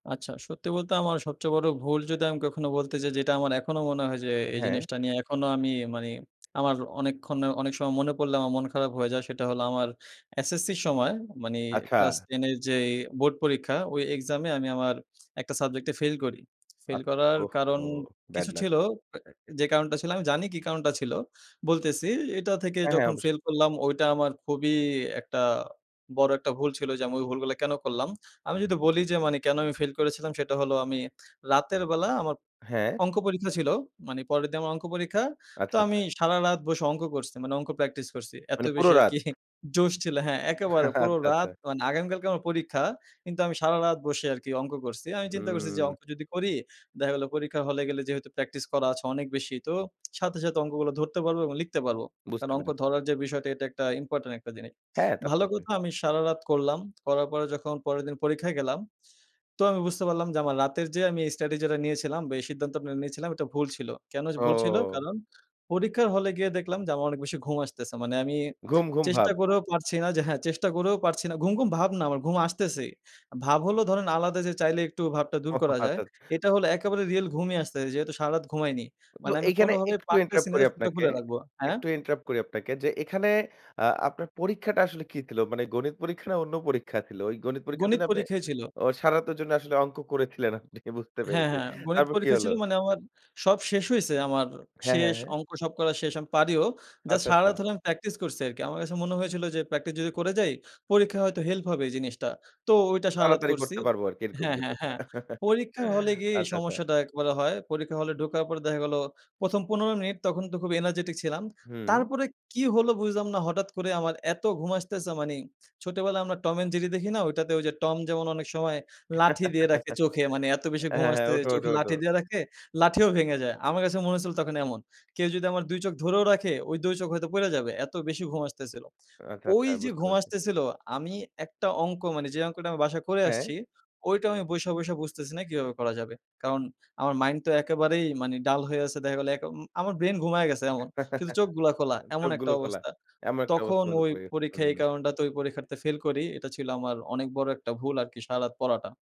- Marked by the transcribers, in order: other background noise; laughing while speaking: "আরকি"; laughing while speaking: "আচ্ছা, আচ্ছা"; laughing while speaking: "ওহহো! আচ্ছা, আচ্ছা"; laughing while speaking: "করেছিলেন আপনি বুঝতে"; chuckle; chuckle; chuckle; "পরীক্ষাতে" said as "পরীক্ষার্থে"
- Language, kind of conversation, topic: Bengali, podcast, তুমি কীভাবে পুরনো শেখা ভুল অভ্যাসগুলো ছেড়ে নতুনভাবে শিখছো?